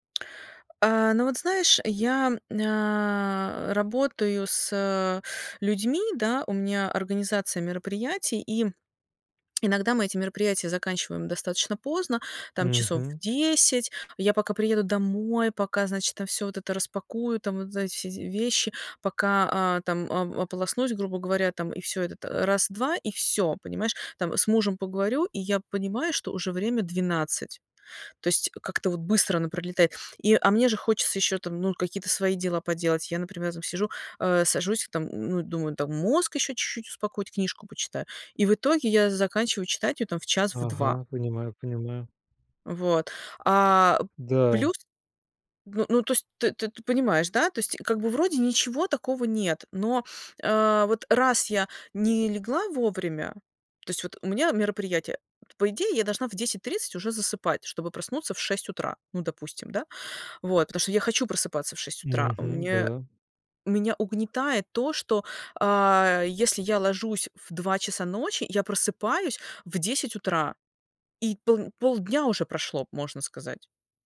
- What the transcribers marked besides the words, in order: other background noise; tsk; stressed: "всё"
- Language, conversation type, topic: Russian, advice, Почему у меня проблемы со сном и почему не получается придерживаться режима?
- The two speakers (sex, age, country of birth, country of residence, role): female, 40-44, Russia, Portugal, user; male, 30-34, Russia, Germany, advisor